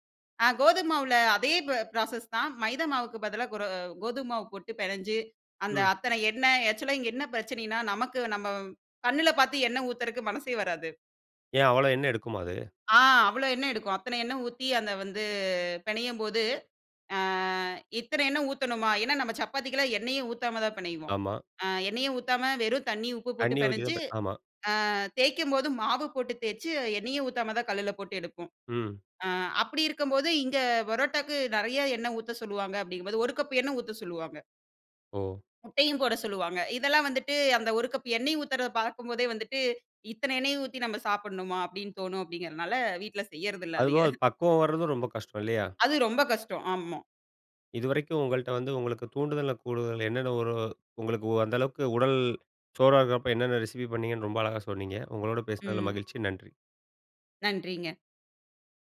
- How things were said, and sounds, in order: in English: "ப்ராசஸ்"; swallow
- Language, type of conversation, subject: Tamil, podcast, தூண்டுதல் குறைவாக இருக்கும் நாட்களில் உங்களுக்கு உதவும் உங்கள் வழிமுறை என்ன?